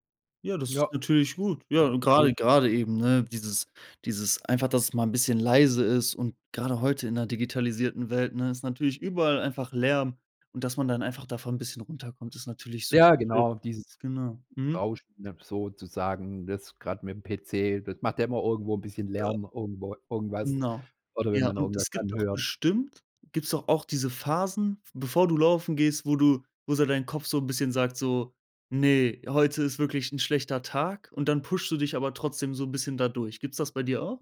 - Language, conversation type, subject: German, podcast, Wie kommst du bei deinem Hobby in den Flow?
- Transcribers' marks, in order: other background noise; tapping; in English: "pushst"